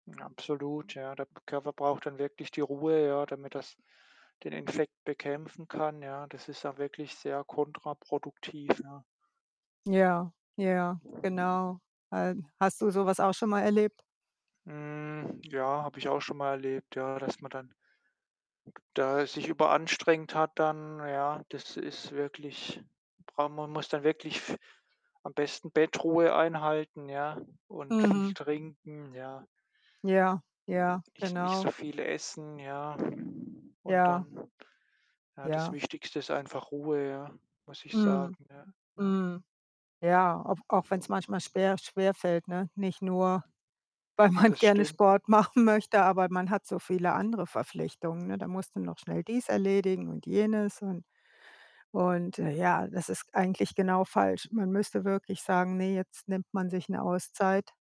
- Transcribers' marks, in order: other background noise; laughing while speaking: "weil man gerne Sport machen"
- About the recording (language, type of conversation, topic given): German, unstructured, Warum fällt es manchmal schwer, nach einer Krankheit wieder fit zu werden?